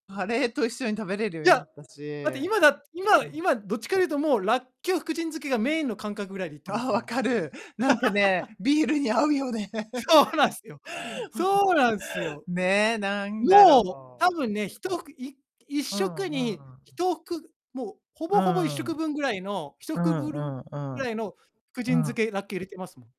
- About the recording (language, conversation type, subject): Japanese, unstructured, 食べ物の匂いをかぐと、何か思い出すことはありますか？
- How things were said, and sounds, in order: distorted speech; laughing while speaking: "ああ、分かる。なんかね、ビールに合うよね。 ほん"; giggle; laughing while speaking: "そうなんすよ"; other background noise; laugh